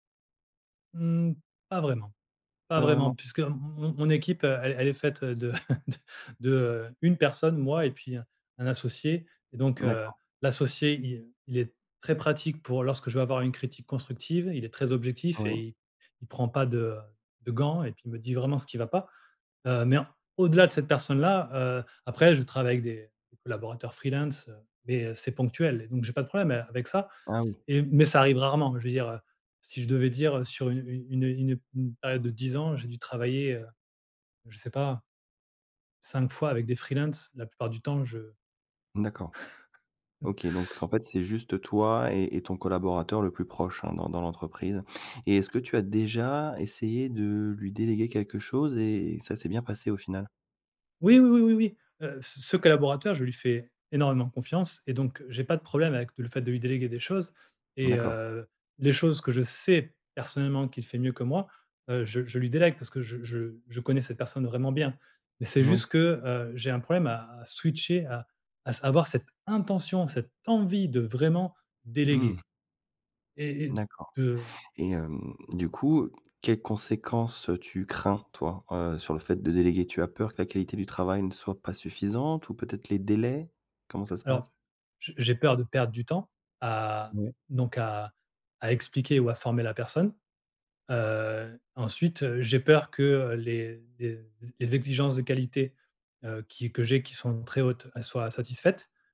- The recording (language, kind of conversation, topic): French, advice, Comment surmonter mon hésitation à déléguer des responsabilités clés par manque de confiance ?
- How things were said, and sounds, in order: chuckle; chuckle; put-on voice: "switcher"; stressed: "intention"; stressed: "envie"